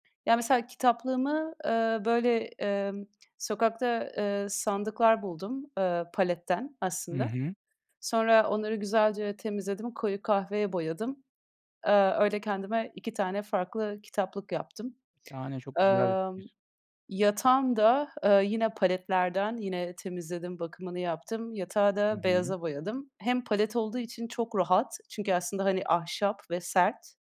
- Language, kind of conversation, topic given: Turkish, podcast, Evin içini daha sıcak hissettirmek için neler yaparsın?
- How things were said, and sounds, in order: tapping